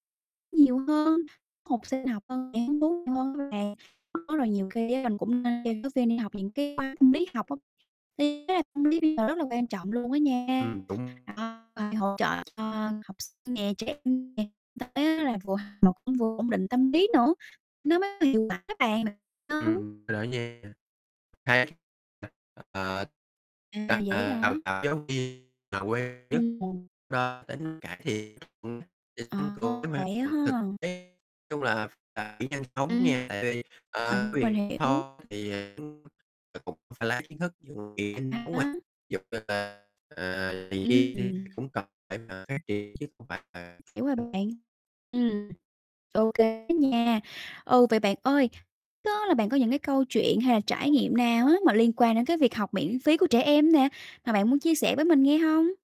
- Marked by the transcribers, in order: distorted speech; unintelligible speech; unintelligible speech; unintelligible speech; unintelligible speech; unintelligible speech; other background noise; unintelligible speech; unintelligible speech; unintelligible speech; unintelligible speech
- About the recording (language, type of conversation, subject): Vietnamese, unstructured, Bạn cảm thấy thế nào khi thấy trẻ em được học tập miễn phí?